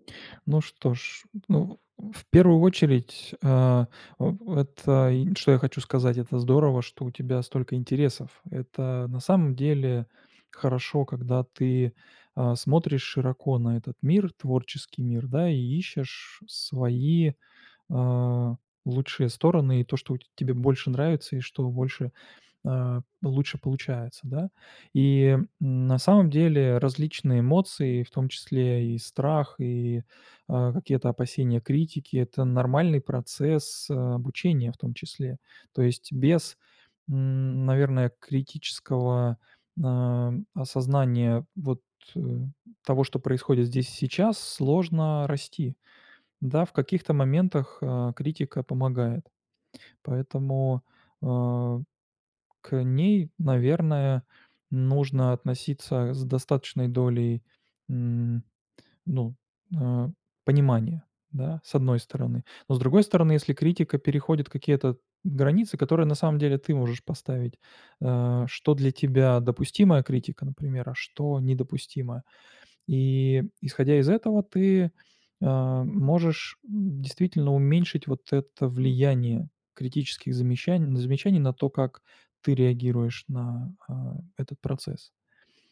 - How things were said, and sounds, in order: none
- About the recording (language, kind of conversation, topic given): Russian, advice, Как вы справляетесь со страхом критики вашего творчества или хобби?